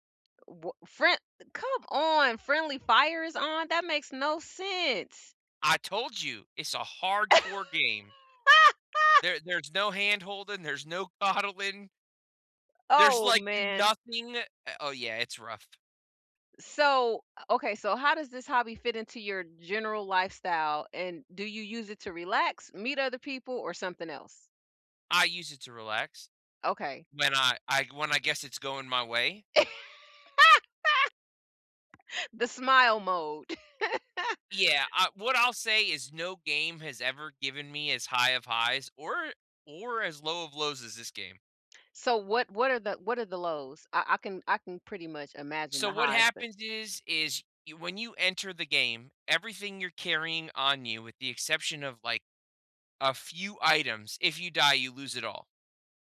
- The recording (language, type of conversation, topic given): English, unstructured, What hobby would help me smile more often?
- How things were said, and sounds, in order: laugh; laughing while speaking: "there's"; laughing while speaking: "coddling"; laugh; tapping; laugh; other background noise